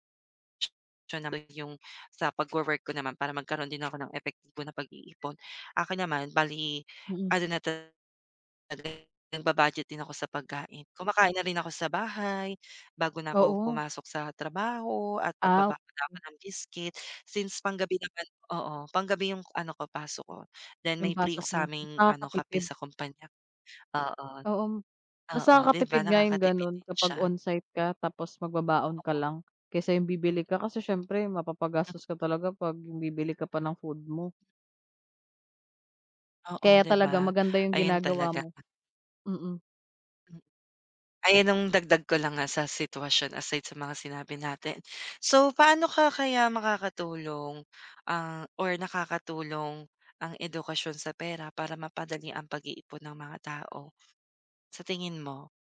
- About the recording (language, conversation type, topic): Filipino, unstructured, Bakit sa tingin mo ay mahirap mag-ipon sa panahon ngayon?
- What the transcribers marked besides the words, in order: tapping